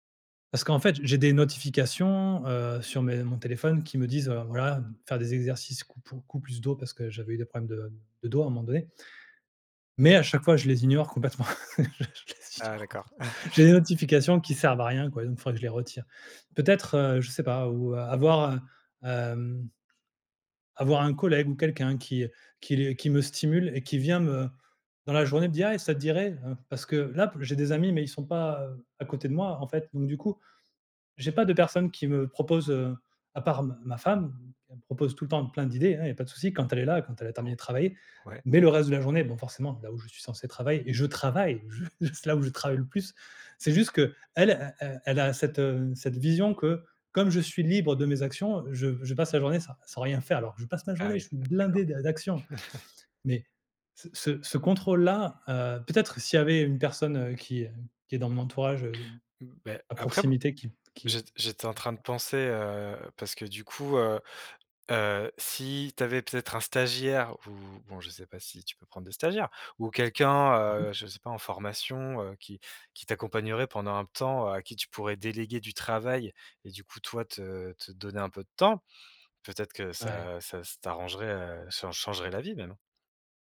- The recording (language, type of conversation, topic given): French, advice, Comment votre mode de vie chargé vous empêche-t-il de faire des pauses et de prendre soin de vous ?
- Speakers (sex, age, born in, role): male, 35-39, France, advisor; male, 40-44, France, user
- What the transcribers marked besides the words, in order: stressed: "mais"; laughing while speaking: "je les ignore complètement"; chuckle; other background noise; stressed: "travaille"; laughing while speaking: "ju juste"; unintelligible speech; chuckle